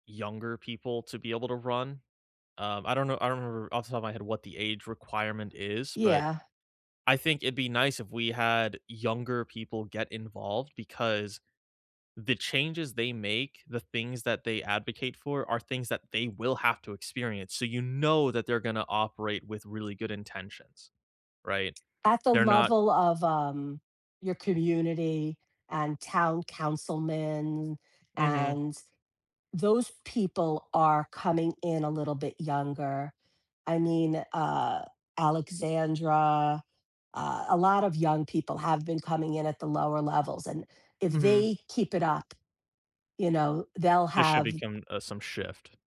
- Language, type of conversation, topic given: English, unstructured, How do you feel about the fairness of our justice system?
- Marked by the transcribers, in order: stressed: "know"; other background noise; tapping